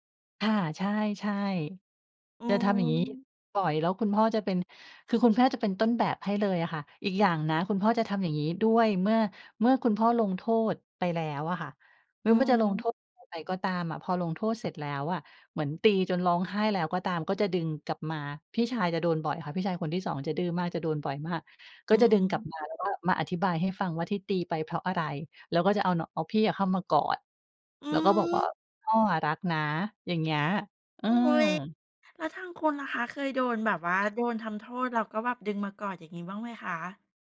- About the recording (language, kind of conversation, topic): Thai, podcast, ครอบครัวของคุณแสดงความรักต่อคุณอย่างไรตอนคุณยังเป็นเด็ก?
- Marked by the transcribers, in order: "พ่อ" said as "แพ่"; "หรือว่า" said as "หรือม่า"